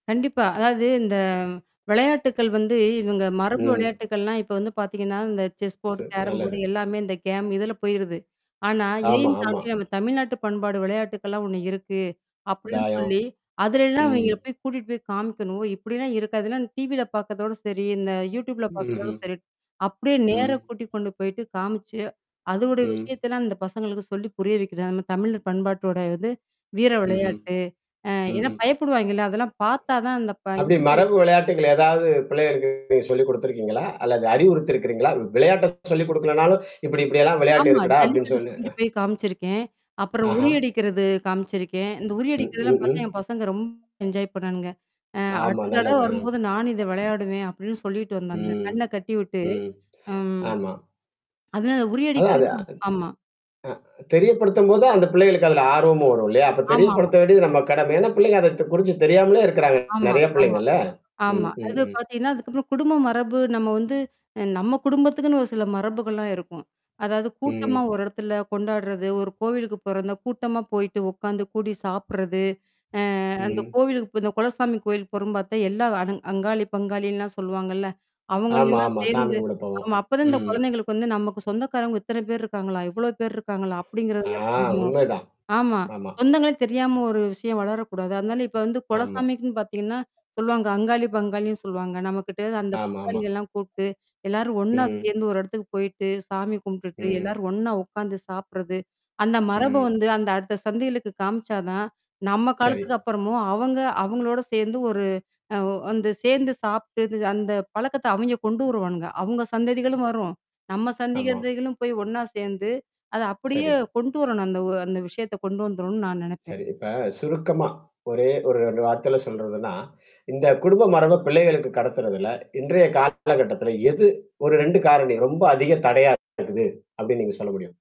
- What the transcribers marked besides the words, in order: mechanical hum; other background noise; static; in English: "செஸ் போர்ட் கேரம் போர்ட்"; in English: "கேம்"; distorted speech; in English: "டிவில"; in English: "யூடியூப்ல"; unintelligible speech; tapping; in English: "என்ஜாய்"; other noise; humming a tune; "சந்ததிகளும்" said as "சந்திகதிகளும்"
- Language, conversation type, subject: Tamil, podcast, குடும்ப மரபை அடுத்த தலைமுறைக்கு நீங்கள் எப்படி கொண்டு செல்லப் போகிறீர்கள்?